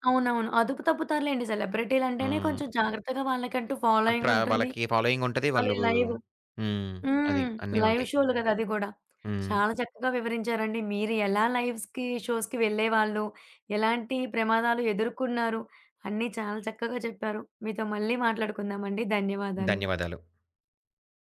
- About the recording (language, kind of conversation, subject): Telugu, podcast, ప్రత్యక్ష కార్యక్రమానికి వెళ్లేందుకు మీరు చేసిన ప్రయాణం గురించి ఒక కథ చెప్పగలరా?
- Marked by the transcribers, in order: in English: "లైవ్"; tapping; in English: "లైవ్"; in English: "లైవ్‌స్‌కి, షోస్‌కి"